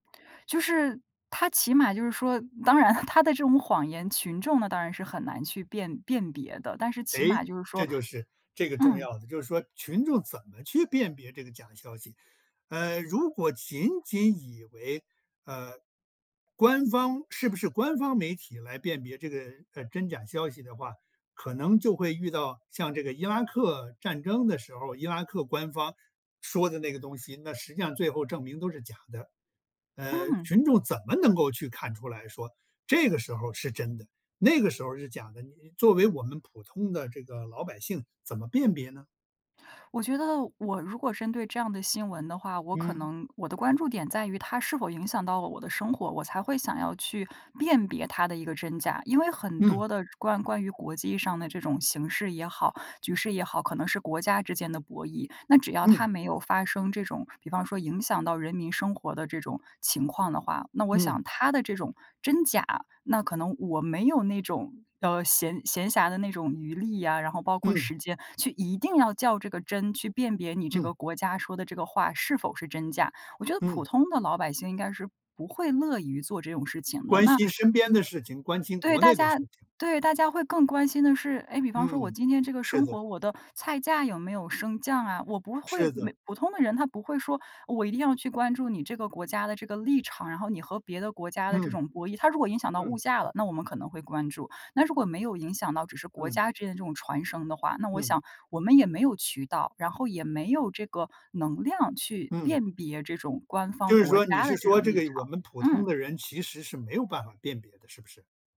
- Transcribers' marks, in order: laughing while speaking: "当然"
- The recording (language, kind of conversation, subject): Chinese, podcast, 你认为为什么社交平台上的假消息会传播得这么快？